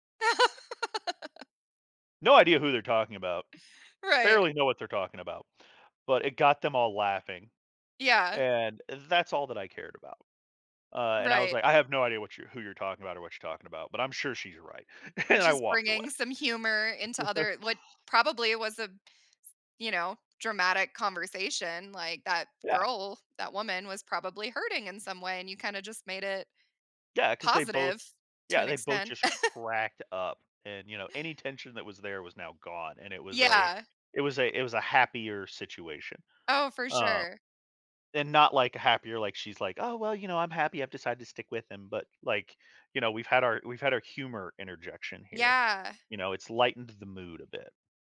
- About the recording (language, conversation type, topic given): English, unstructured, How has a new perspective or lesson shaped your outlook on life?
- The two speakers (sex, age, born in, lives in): female, 35-39, United States, United States; male, 40-44, United States, United States
- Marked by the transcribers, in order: laugh; tapping; laughing while speaking: "And I"; other background noise; laugh; other noise; laugh; put-on voice: "Oh well, you know, I'm happy I've decided to stick with him"